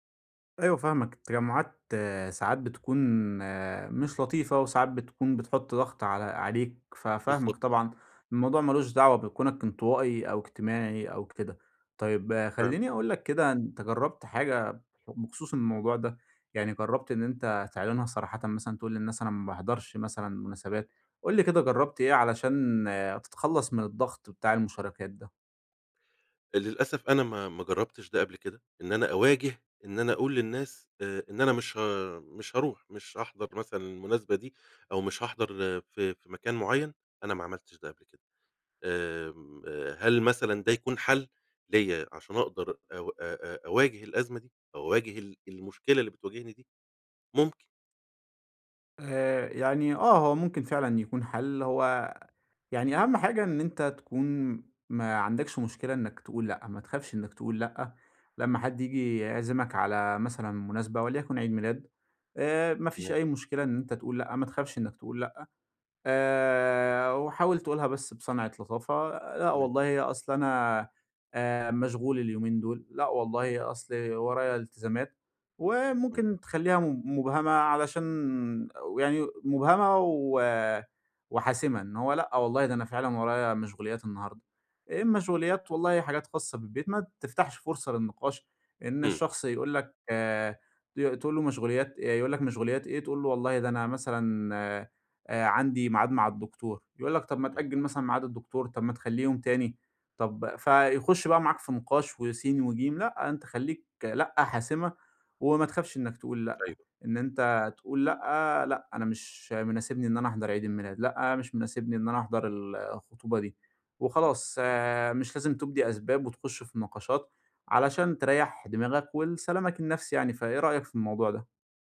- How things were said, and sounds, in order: none
- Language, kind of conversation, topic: Arabic, advice, إزاي أتعامل مع الضغط عليّا عشان أشارك في المناسبات الاجتماعية؟